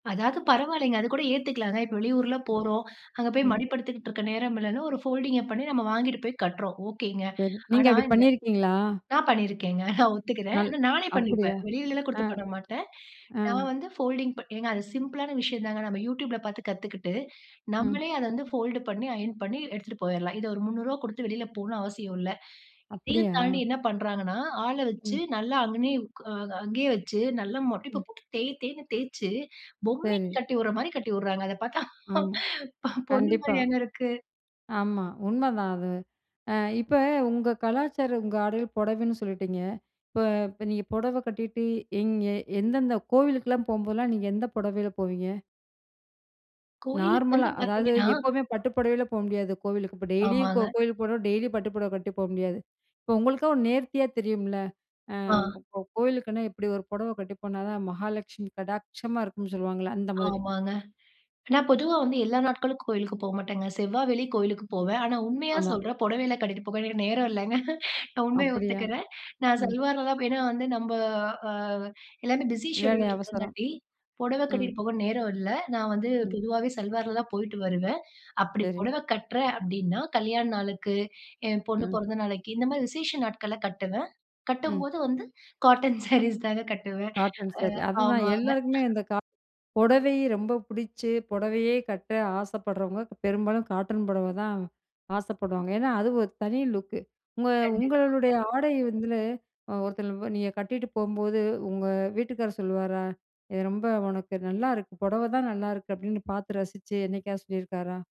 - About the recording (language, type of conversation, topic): Tamil, podcast, உங்கள் கலாச்சாரம் உங்கள் உடைத் தேர்விலும் அணிவகைத் தோற்றத்திலும் எப்படிப் பிரதிபலிக்கிறது?
- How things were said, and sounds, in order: in English: "ஃபோல்டிங்க"; chuckle; in English: "ஃபோல்டிங்"; in English: "சிம்பிளான"; in English: "ஃபோல்டு"; in English: "அயர்ன்"; laugh; in English: "நார்மலா"; laughing while speaking: "இல்லங்க"; drawn out: "நம்ப"; in English: "பிஸி ஷெட்யூல்ல"; tapping; laughing while speaking: "சாரீஸ் தாங்க"; other background noise; in English: "லுக்கு"; "வந்து" said as "வந்துலு"